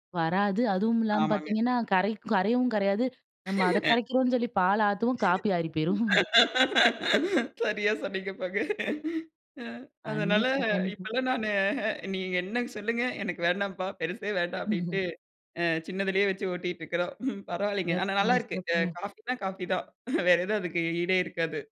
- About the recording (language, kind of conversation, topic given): Tamil, podcast, காபி அல்லது தேன் பற்றிய உங்களுடைய ஒரு நினைவுக் கதையைப் பகிர முடியுமா?
- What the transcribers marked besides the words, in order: laugh; laughing while speaking: "சரியா சொன்னீங்க போங்க"; chuckle; laughing while speaking: "நீங்க என்ன சொல்லுங்க, எனக்கு வேண்டாம்பா … அதக்கு ஈடே இருக்காது"; chuckle